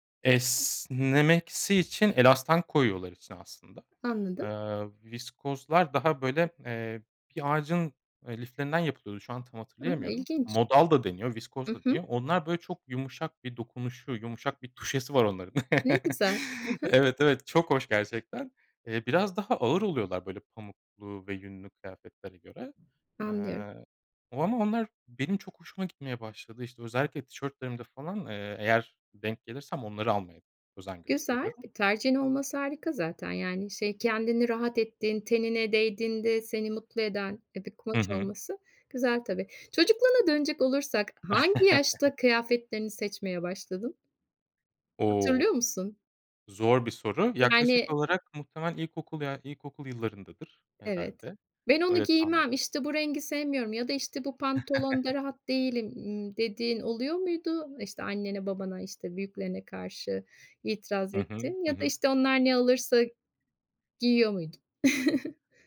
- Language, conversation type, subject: Turkish, podcast, Stilin zaman içinde nasıl değişti, anlatır mısın?
- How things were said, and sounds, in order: drawn out: "Esnemeksi"; "Esnemesi" said as "Esnemeksi"; chuckle; joyful: "Evet, evet, çok hoş gerçekten"; tapping; chuckle; chuckle; chuckle